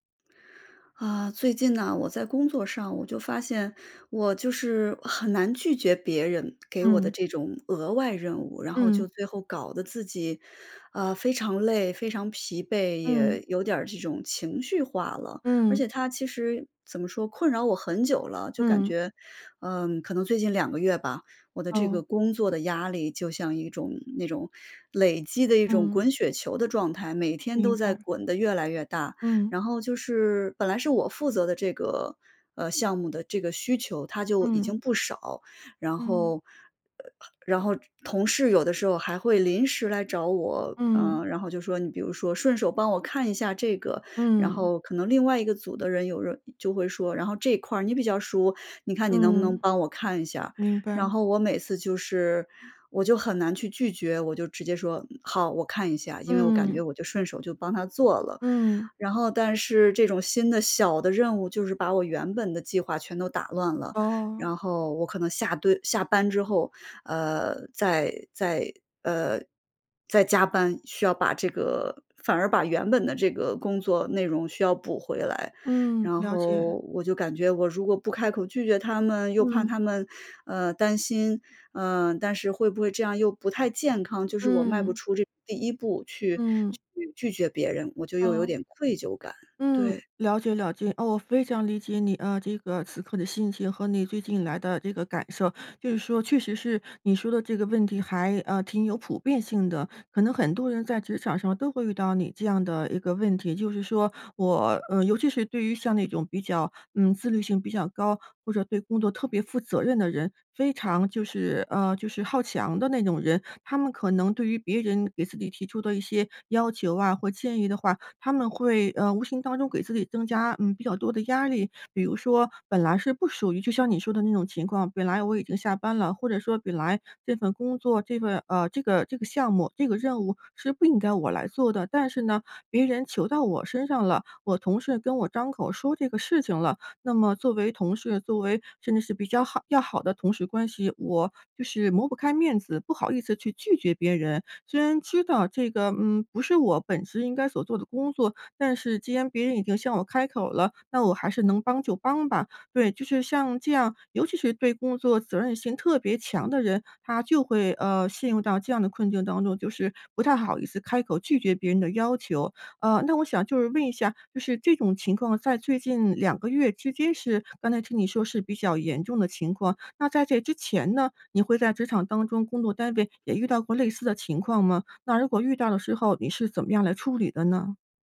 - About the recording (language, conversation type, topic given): Chinese, advice, 我总是很难拒绝额外任务，结果感到职业倦怠，该怎么办？
- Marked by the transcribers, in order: tapping; other noise; "抹不开" said as "磨不开"